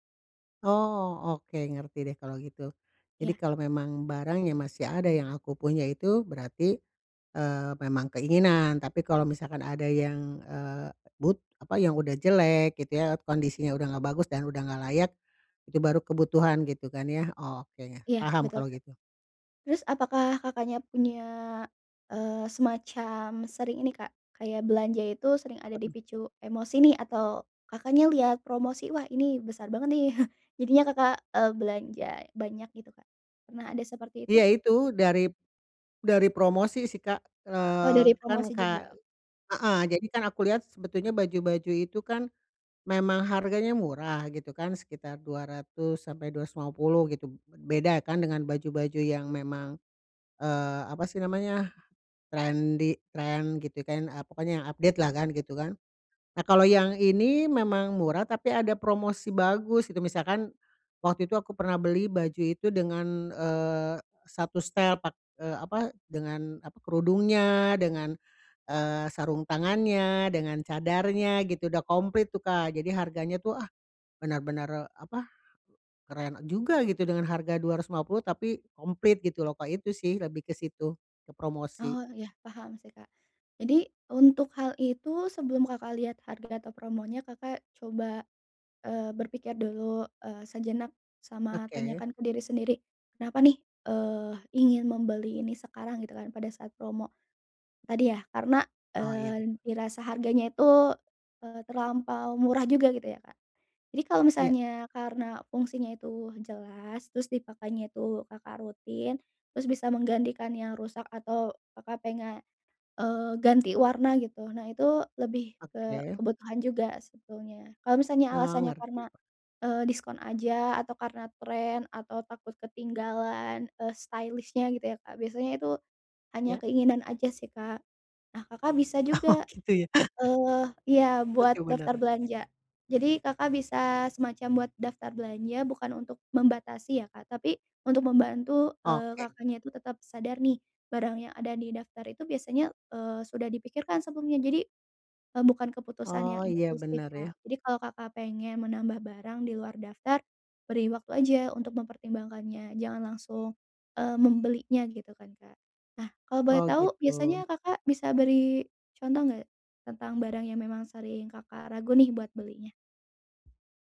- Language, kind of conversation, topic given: Indonesian, advice, Bagaimana cara membedakan kebutuhan dan keinginan saat berbelanja?
- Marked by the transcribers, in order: other background noise; chuckle; in English: "update"; in English: "stylish-nya"; laughing while speaking: "Oh, gitu, ya"; chuckle